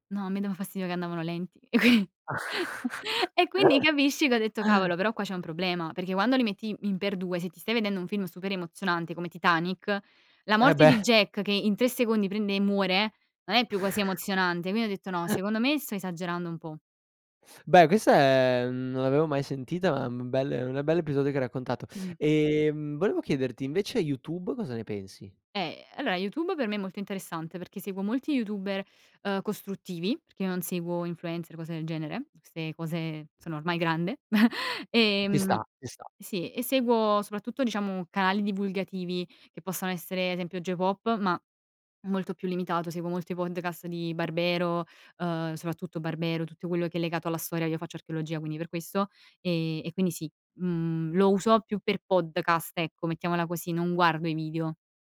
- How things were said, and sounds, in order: laughing while speaking: "e quin"; chuckle; laugh; chuckle; snort; laugh; other background noise
- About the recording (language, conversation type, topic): Italian, podcast, Che ruolo hanno i social media nella visibilità della tua comunità?
- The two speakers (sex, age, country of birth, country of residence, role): female, 20-24, Italy, Italy, guest; male, 25-29, Italy, Italy, host